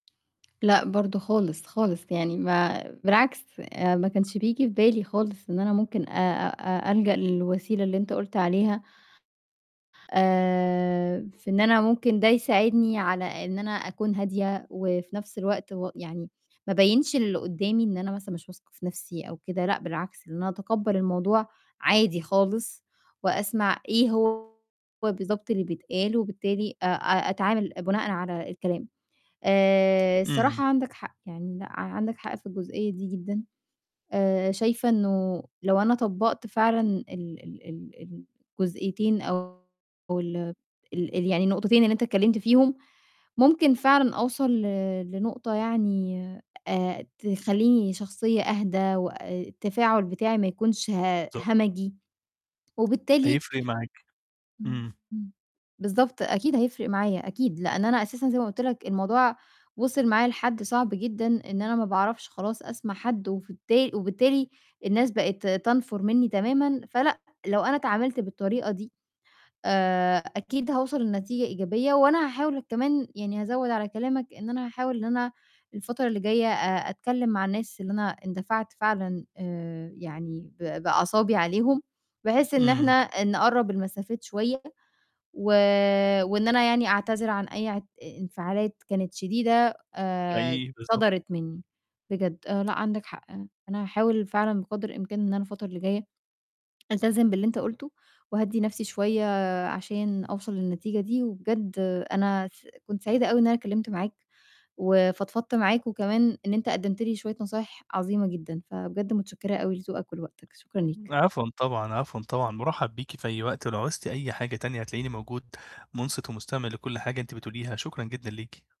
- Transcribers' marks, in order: tapping; other background noise; distorted speech; unintelligible speech
- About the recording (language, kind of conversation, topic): Arabic, advice, إزاي أفضل هادي وأتعامل بشكل فعّال لما حد ينتقدني؟
- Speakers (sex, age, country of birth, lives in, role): female, 25-29, Egypt, Egypt, user; male, 25-29, Egypt, Egypt, advisor